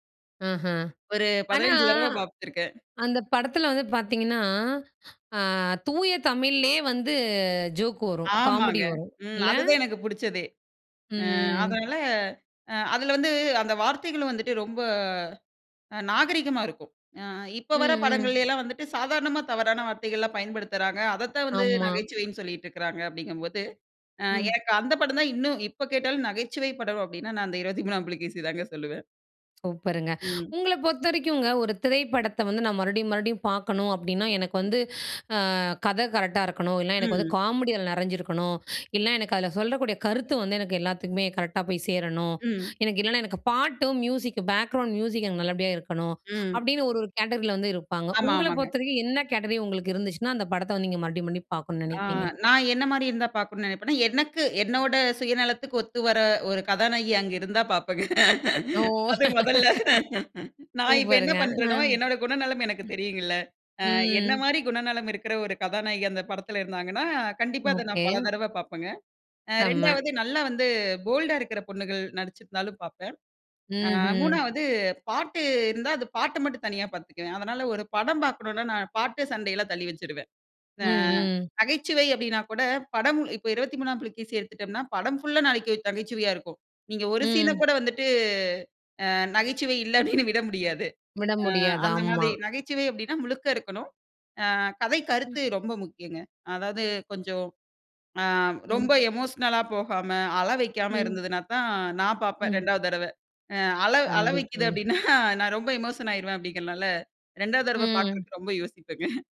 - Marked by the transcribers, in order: drawn out: "ம்"; in English: "கேட்டர்ல"; "கேட்டகிரில" said as "கேட்டர்ல"; in English: "கேட்டரி"; "கேட்டகிரி" said as "கேட்டரி"; laughing while speaking: "பாப்பங்க. அது முதல்ல"; laughing while speaking: "ஓ! சூப்பருங்க!"; drawn out: "ம்"; in English: "போல்டா"; laughing while speaking: "அப்படின்னு விட"; other background noise; in English: "எமோஷன்னலா"; laughing while speaking: "அப்படின்னா"; in English: "எமோஷன்"; drawn out: "ம்"; laughing while speaking: "யோசிப்பங்க"
- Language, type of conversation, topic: Tamil, podcast, ஒரு திரைப்படத்தை மீண்டும் பார்க்க நினைக்கும் காரணம் என்ன?